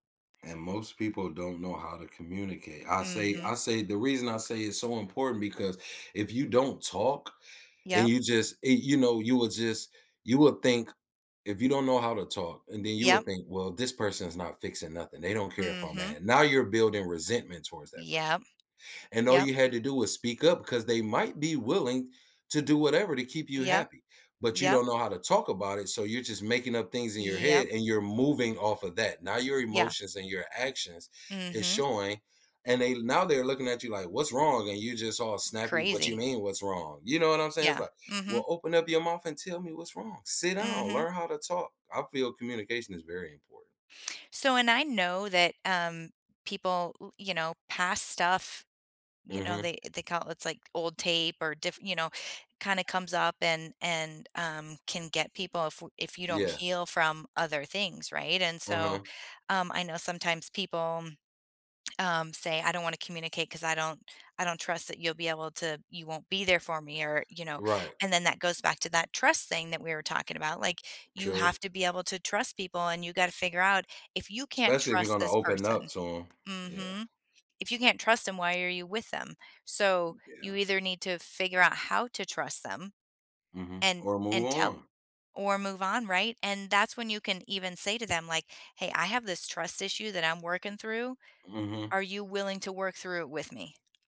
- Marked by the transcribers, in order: tapping; other background noise
- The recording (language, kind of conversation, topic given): English, unstructured, What are some common reasons couples argue and how can they resolve conflicts?
- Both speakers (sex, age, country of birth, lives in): female, 45-49, United States, United States; male, 40-44, United States, United States